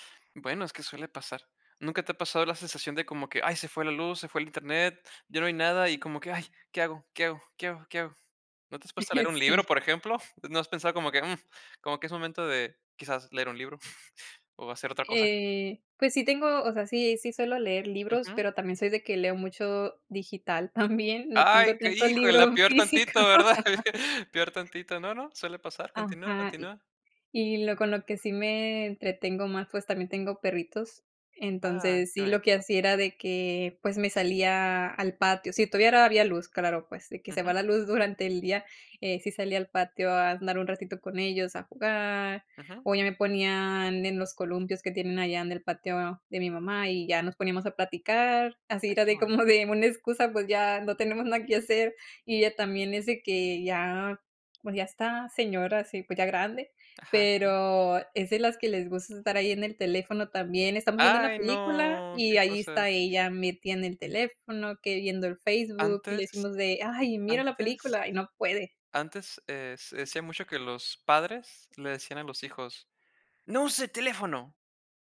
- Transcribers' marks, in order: chuckle; giggle; chuckle; laughing while speaking: "libro físico"; laugh
- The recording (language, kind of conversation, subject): Spanish, podcast, ¿Cómo usas el celular en tu día a día?